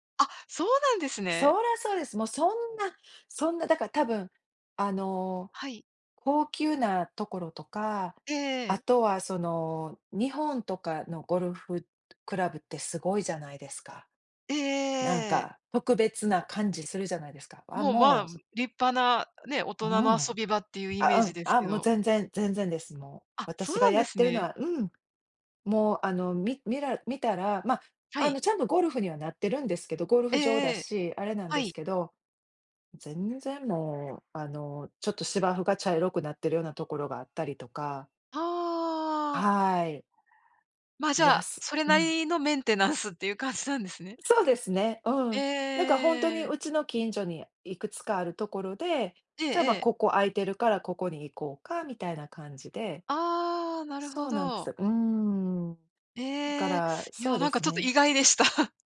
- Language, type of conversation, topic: Japanese, unstructured, 休日はアクティブに過ごすのとリラックスして過ごすのと、どちらが好きですか？
- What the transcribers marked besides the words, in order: other background noise; chuckle